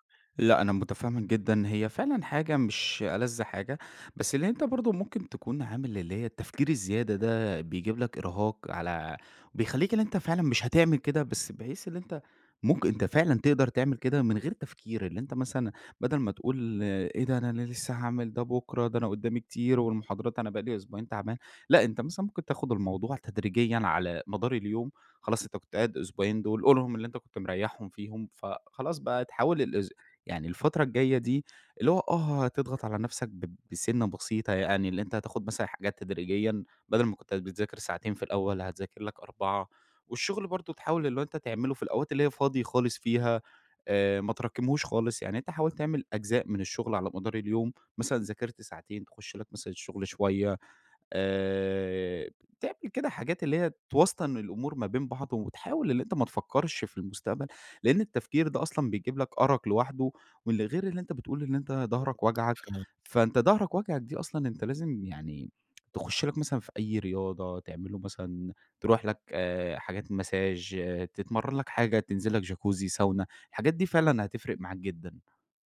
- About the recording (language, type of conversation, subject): Arabic, advice, إزاي أعبّر عن إحساسي بالتعب واستنزاف الإرادة وعدم قدرتي إني أكمل؟
- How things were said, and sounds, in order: unintelligible speech; in English: "Massage"